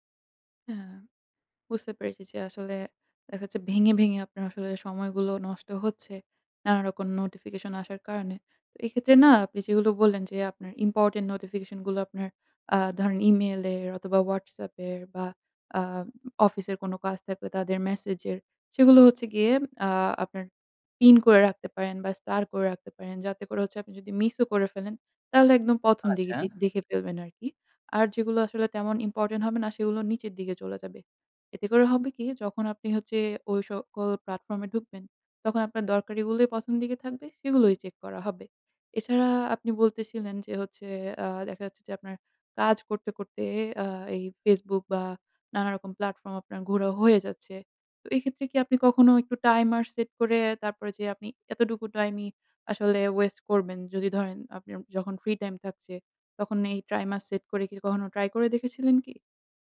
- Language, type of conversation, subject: Bengali, advice, ফোন ও নোটিফিকেশনে বারবার বিভ্রান্ত হয়ে কাজ থেমে যাওয়ার সমস্যা সম্পর্কে আপনি কীভাবে মোকাবিলা করেন?
- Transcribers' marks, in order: "রকম" said as "রকন"; in English: "প্লাটফর্ম"; "ওয়েস্ট" said as "ওয়েস"; "টাইমার" said as "ট্রাইমার"